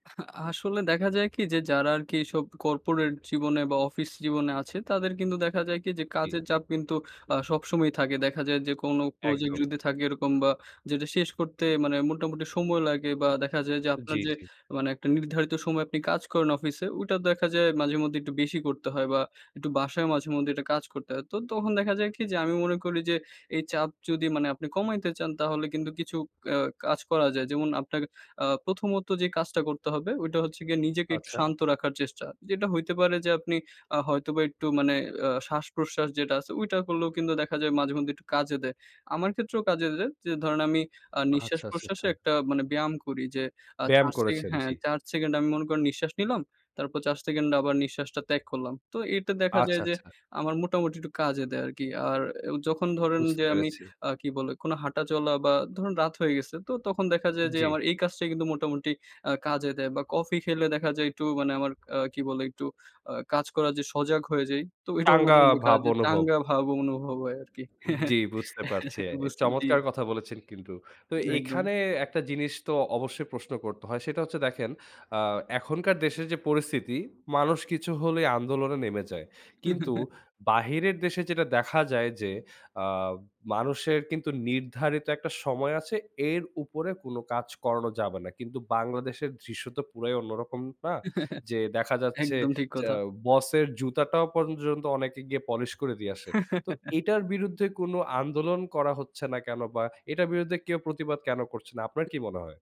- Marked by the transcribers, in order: "চাঙ্গা" said as "টাঙ্গা"; chuckle; chuckle; chuckle; chuckle
- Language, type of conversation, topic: Bengali, podcast, আপনি কাজের চাপ কমানোর জন্য কী করেন?